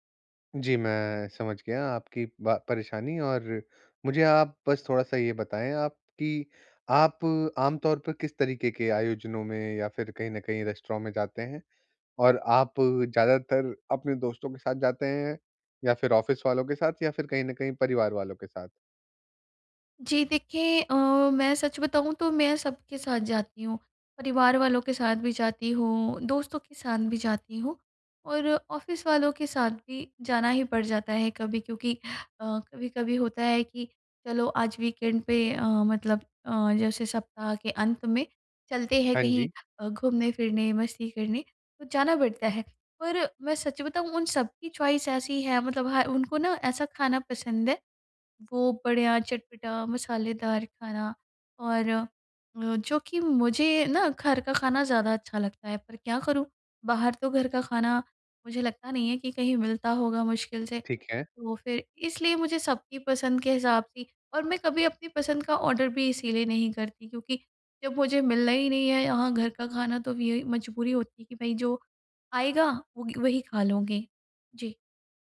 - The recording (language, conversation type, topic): Hindi, advice, मैं सामाजिक आयोजनों में स्वस्थ और संतुलित भोजन विकल्प कैसे चुनूँ?
- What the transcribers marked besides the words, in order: in English: "रेस्टोरेंट"; in English: "ऑफ़िस"; in English: "ऑफ़िस"; in English: "वीकेंड"; in English: "चॉइस"; in English: "ऑर्डर"